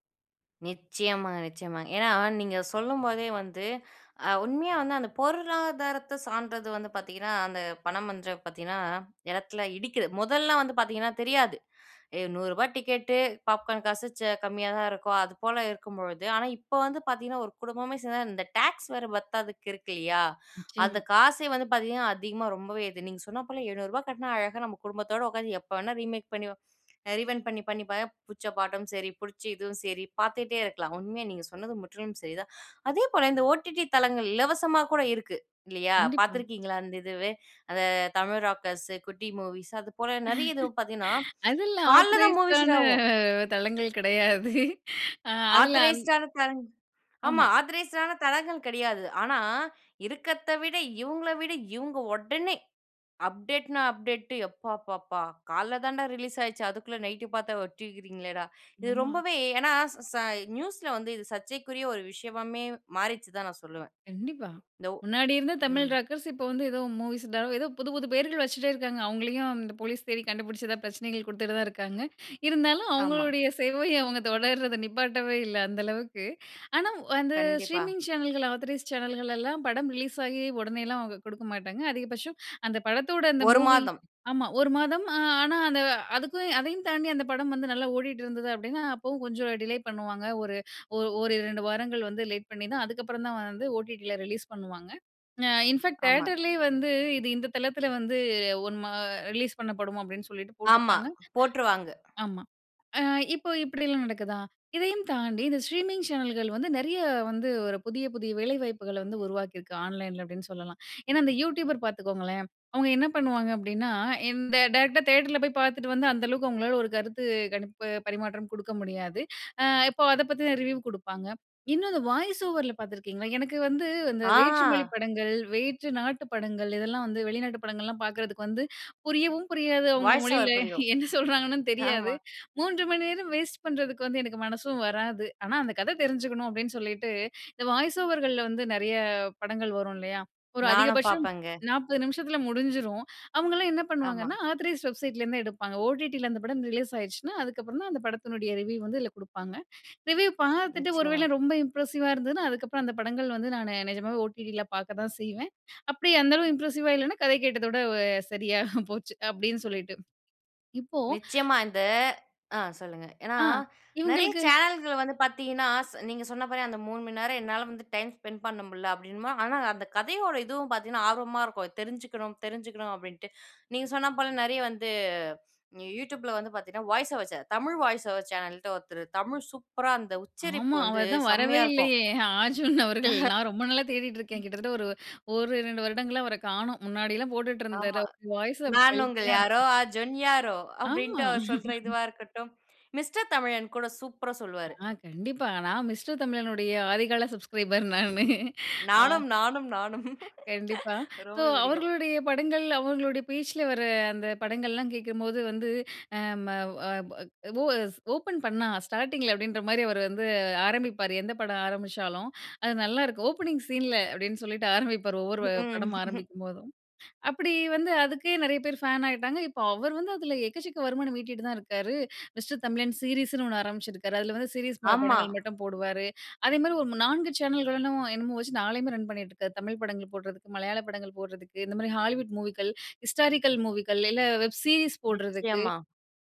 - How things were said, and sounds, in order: in English: "ரீமேக்"; in English: "ரீவைண்ட்"; laughing while speaking: "அதெல்லாம் ஆத்தரைஸ்டான தளங்கள் கிடையாது. அ அதில அந்"; in English: "ஆத்தரைஸ்டான"; in English: "ஆத்தரைஸ்டு"; in English: "ஆத்தரைஸ்டு"; surprised: "ஆனா இருக்கிறத்த விட, இவுங்கள விட … பாத்தா வச்சிருக்கிறீங்களே டா"; in English: "ராக்கர்ஸ்"; laughing while speaking: "இருந்தாலும் அவுங்களுடைய சேவை, அவுங்க தொடர்றத நிப்பாட்டவே இல்லை அந்த அளவுக்கு"; in English: "ஸ்ட்ரீமிங்"; in English: "ஆதாரைஸ்ட்"; in English: "டிலே"; in English: "ஓடிடில ரிலீஸ்"; in English: "இன்ஃபாக்ட்"; in English: "ரிலீஸ்"; inhale; in English: "ஸ்ட்ரீமிங்"; in English: "ஆன்லைன்ல"; in English: "யூடியூபர்"; in English: "டைரக்ட்டா"; in English: "ரிவ்யூ"; in English: "வாய்ஸ் ஓவர்ல"; other background noise; laughing while speaking: "ஆமா"; in English: "வாய்ஸ் ஓவர்கள்ள"; in English: "ஆத்தரைஸ்ட் வெப்சைட்லேருந்து"; in English: "ஓடிட்டில"; in English: "ரிவ்யூ"; other noise; in English: "ரிவ்யூ"; in English: "இம்ப்ரஸிவ்வா"; in English: "ஓடிடில"; in English: "இம்ப்ரஸ்ஸிவ்வா"; laughing while speaking: "சரியா போச்சு"; inhale; in English: "டைம் ஸ்பெண்ட்"; in English: "வாய்ஸ் ஓவர் சேனல்"; in English: "வாய்ஸ் ஓவர் சேனல்ன்ட்டு"; laugh; put-on voice: "நான் உங்கள் யாரோ, அஜன் யாரோ"; in English: "வாய்ஸ்"; in English: "வெல்தியா"; laugh; laughing while speaking: "மிஸ்டர் தமிழனுடைய, ஆதிகால சப்ஸ்கிரைபர் நானு"; in English: "மிஸ்டர்"; in English: "சப்ஸ்கிரைபர்"; in English: "ஸோ"; laughing while speaking: "நானும். ரொம்பவே பிடிக்கும்"; in English: "ஓப்பனிங் சீன்ல"; in English: "ஃபேன்"; chuckle; in English: "மிஸ்டர்"; in English: "சீரிஸுன்னு"; in English: "சீரீஸ்"; in English: "ரன்"; in English: "ஹாலிவுட் மூவிக்கள், ஹிஸ்டாரிக்கல் மூவிக்கள்"; in English: "வெப் சீரிஸ்"
- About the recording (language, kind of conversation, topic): Tamil, podcast, ஸ்ட்ரீமிங் சேனல்கள் வாழ்க்கையை எப்படி மாற்றின என்று நினைக்கிறாய்?